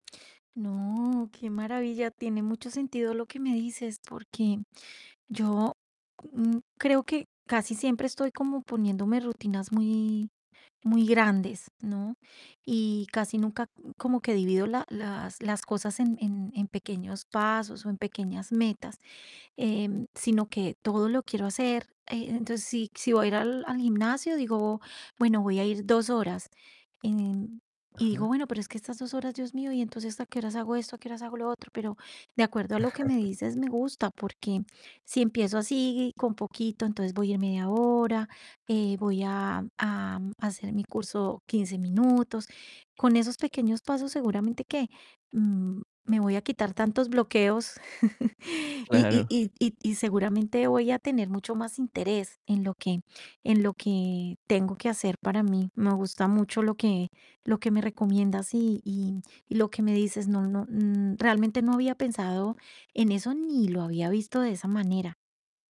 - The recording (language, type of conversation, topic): Spanish, advice, ¿Por qué abandono nuevas rutinas después de pocos días?
- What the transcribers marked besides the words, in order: static; chuckle; chuckle; other background noise